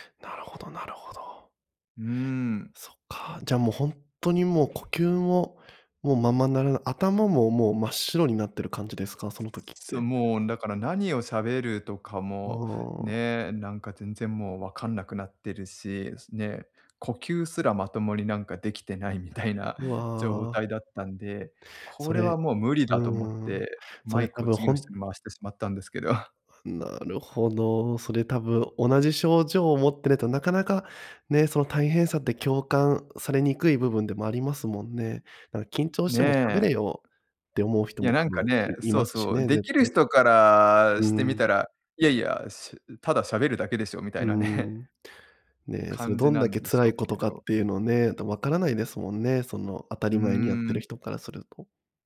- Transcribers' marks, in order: chuckle; chuckle
- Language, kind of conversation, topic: Japanese, advice, プレゼンや面接など人前で極度に緊張してしまうのはどうすれば改善できますか？